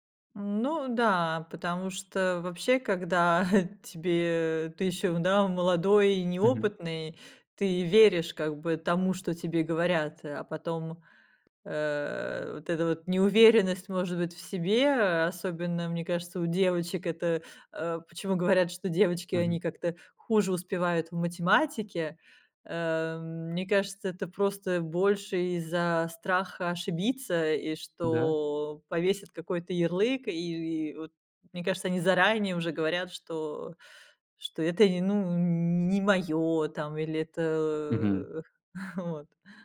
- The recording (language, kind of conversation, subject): Russian, podcast, Что, по‑твоему, мешает учиться с удовольствием?
- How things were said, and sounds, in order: chuckle; chuckle